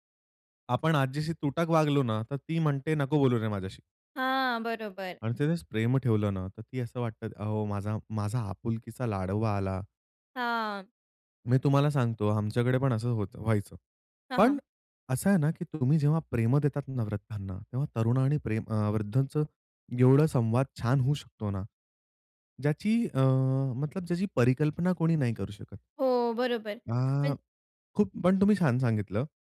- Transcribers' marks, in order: none
- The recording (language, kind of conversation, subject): Marathi, podcast, वृद्ध आणि तरुण यांचा समाजातील संवाद तुमच्या ठिकाणी कसा असतो?